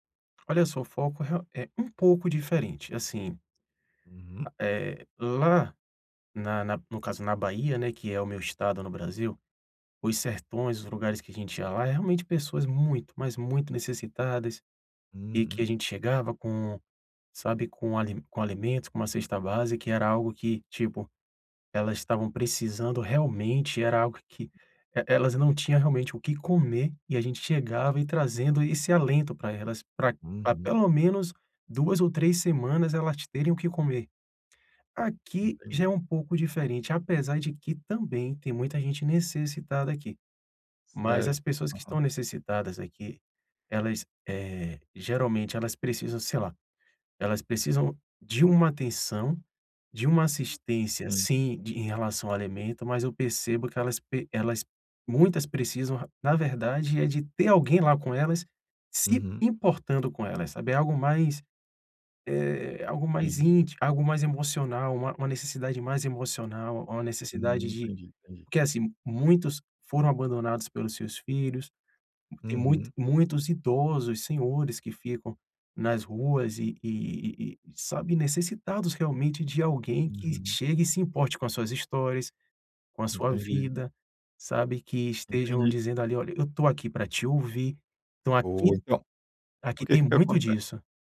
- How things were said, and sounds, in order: none
- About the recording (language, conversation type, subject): Portuguese, advice, Como posso encontrar propósito ao ajudar minha comunidade por meio do voluntariado?